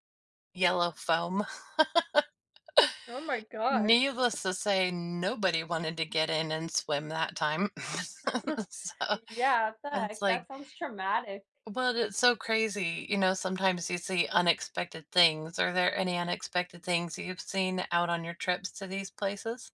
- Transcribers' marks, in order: laugh; chuckle; laugh; laughing while speaking: "So"
- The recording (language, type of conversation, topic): English, unstructured, How do you choose nearby outdoor spots for a quick nature break, and what makes them meaningful to you?